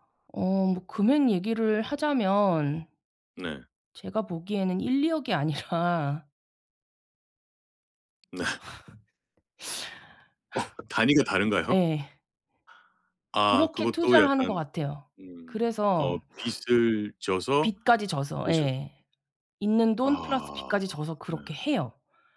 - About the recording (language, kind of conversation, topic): Korean, advice, 가족과 돈 이야기를 편하게 시작하려면 어떻게 해야 할까요?
- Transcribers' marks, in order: laughing while speaking: "아니라"; other background noise; laugh; tapping; sniff